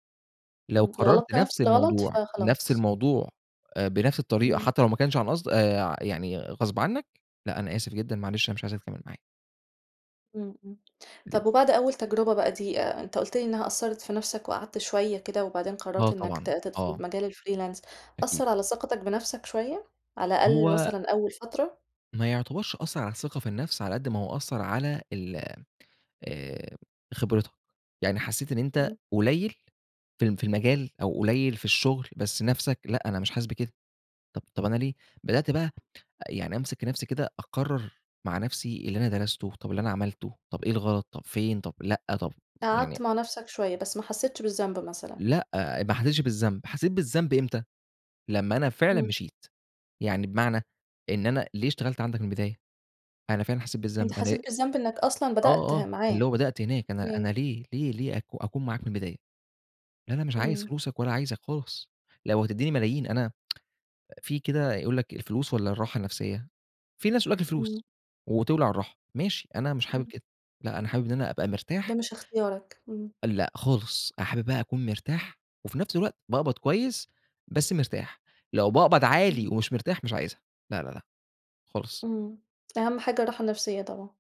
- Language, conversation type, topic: Arabic, podcast, احكي لنا عن تجربة فشل في شغلك وإيه اللي اتعلمته منها؟
- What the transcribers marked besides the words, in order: in English: "الfreelance"; tsk